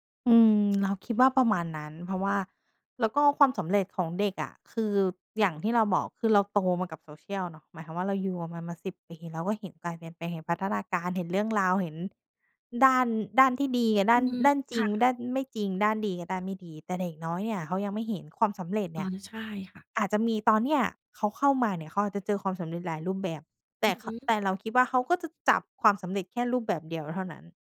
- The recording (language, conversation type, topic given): Thai, podcast, สังคมออนไลน์เปลี่ยนความหมายของความสำเร็จอย่างไรบ้าง?
- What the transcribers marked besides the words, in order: tapping; other background noise